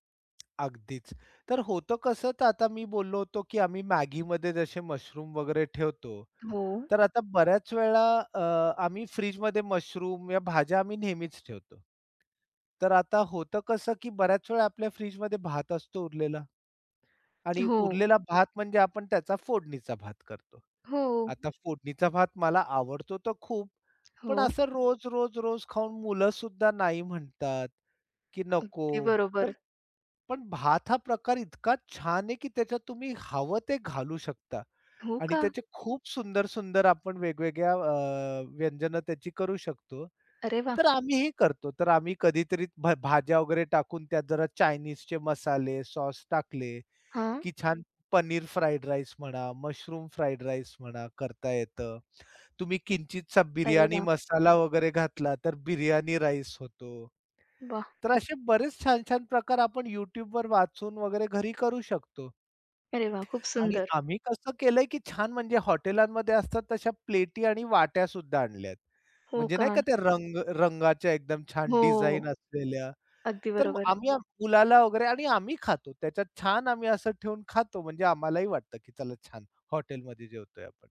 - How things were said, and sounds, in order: tapping; other background noise
- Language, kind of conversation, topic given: Marathi, podcast, स्वयंपाक अधिक सर्जनशील करण्यासाठी तुमचे काही नियम आहेत का?